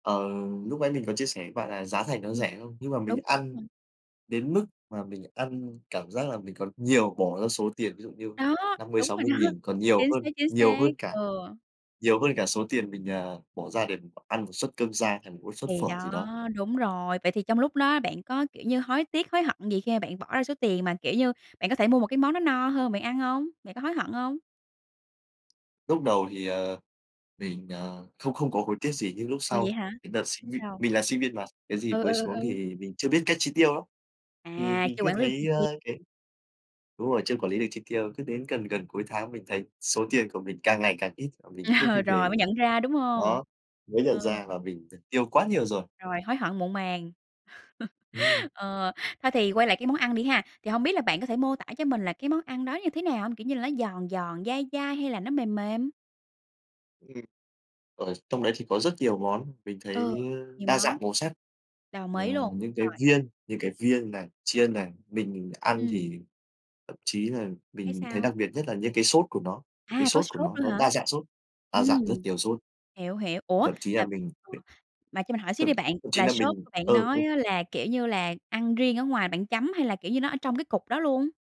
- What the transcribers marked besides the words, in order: unintelligible speech; tapping; laughing while speaking: "Ờ"; laugh; other noise
- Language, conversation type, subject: Vietnamese, podcast, Bạn có thể kể về một món ăn đường phố mà bạn không thể quên không?